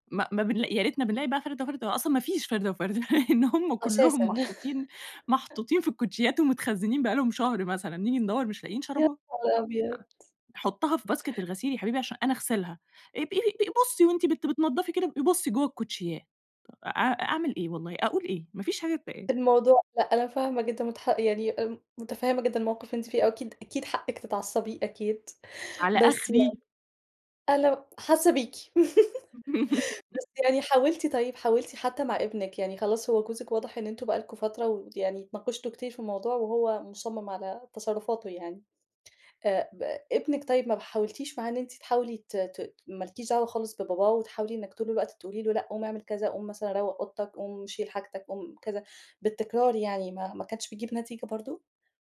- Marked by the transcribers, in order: tapping; laugh; in English: "باسكت"; laugh
- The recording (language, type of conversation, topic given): Arabic, advice, إزاي أقدر أتكلم وأتفق مع شريكي/شريكتي على تقسيم مسؤوليات البيت بشكل عادل؟